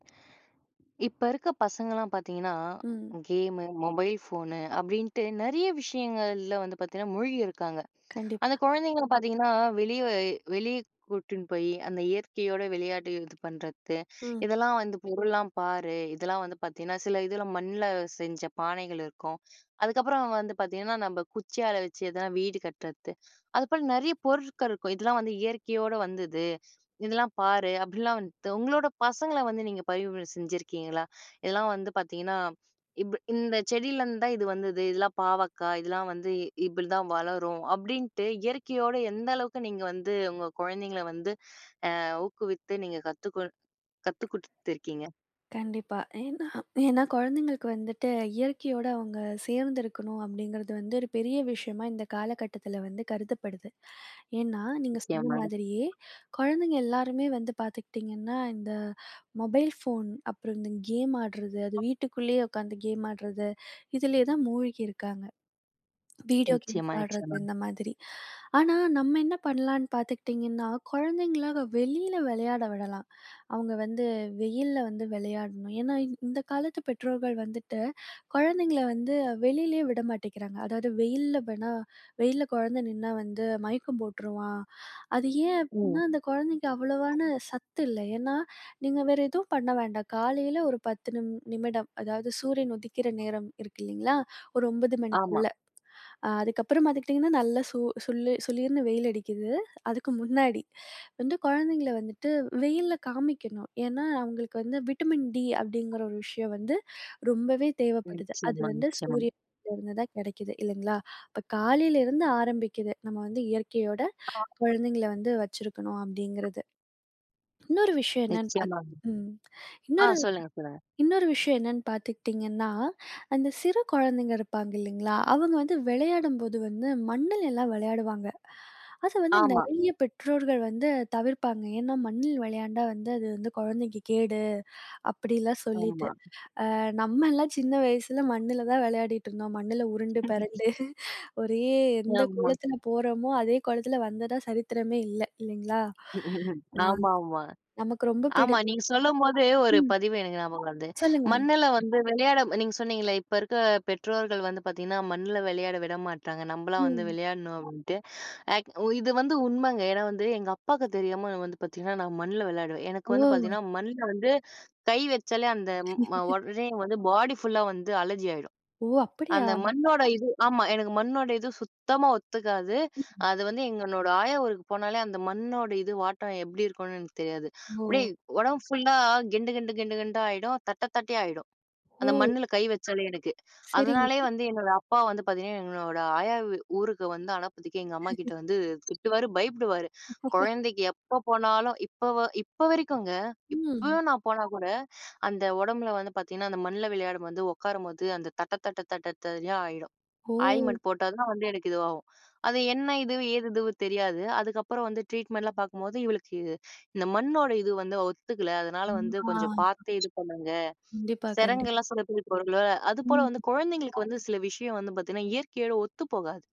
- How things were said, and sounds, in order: other background noise; throat clearing; other noise; in English: "வீடியோ கேம்ஸ்"; tapping; unintelligible speech; laugh; laughing while speaking: "பெரண்டு"; laugh; laugh; in English: "பாடி"; in English: "அலர்ஜி"; "அனுப்புறதுக்கே" said as "அனப்பதிக்கு"; laugh; laugh; in English: "ஆய்மெட்"; "ஆயின்மென்ட்" said as "ஆய்மெட்"; in English: "ட்ரீட்மெண்டெலாம்"
- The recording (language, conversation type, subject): Tamil, podcast, பிள்ளைகளை இயற்கையுடன் இணைக்க நீங்கள் என்ன பரிந்துரைகள் கூறுவீர்கள்?